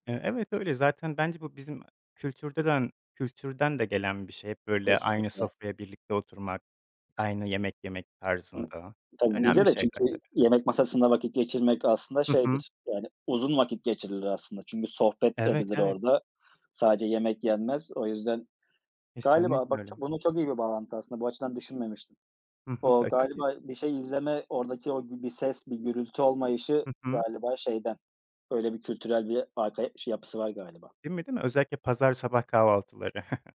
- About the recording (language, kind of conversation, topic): Turkish, unstructured, Teknoloji günlük hayatını kolaylaştırıyor mu, yoksa zorlaştırıyor mu?
- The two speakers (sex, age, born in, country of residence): male, 25-29, Turkey, France; male, 25-29, Turkey, Poland
- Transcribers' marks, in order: "kültürden-" said as "kültürdeden"; chuckle